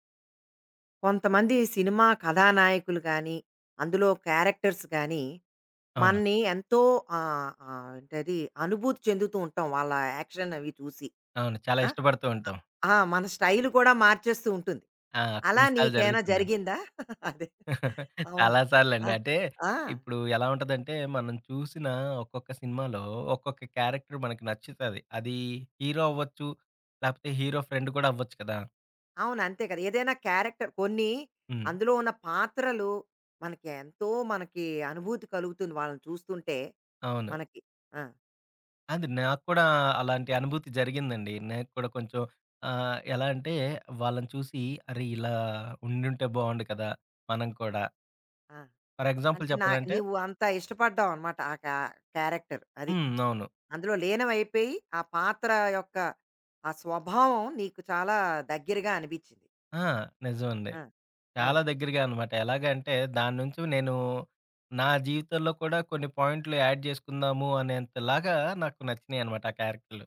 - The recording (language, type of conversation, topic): Telugu, podcast, ఏ సినిమా పాత్ర మీ స్టైల్‌ను మార్చింది?
- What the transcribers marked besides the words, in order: in English: "క్యారెక్టర్స్"; in English: "యాక్షన్"; giggle; chuckle; tapping; in English: "క్యారెక్టర్"; in English: "క్యారెక్టర్"; in English: "ఫర్ ఎగ్జాంపుల్"; in English: "కా క్యారెక్టర్"; in English: "యాడ్"